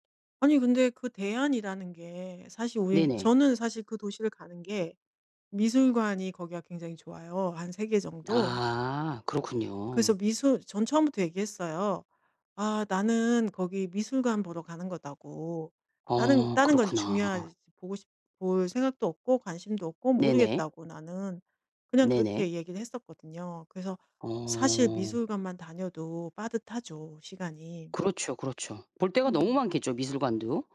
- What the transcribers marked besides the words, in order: tapping
- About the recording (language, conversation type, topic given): Korean, advice, 친구의 지나친 부탁을 거절하기 어려울 때 어떻게 해야 하나요?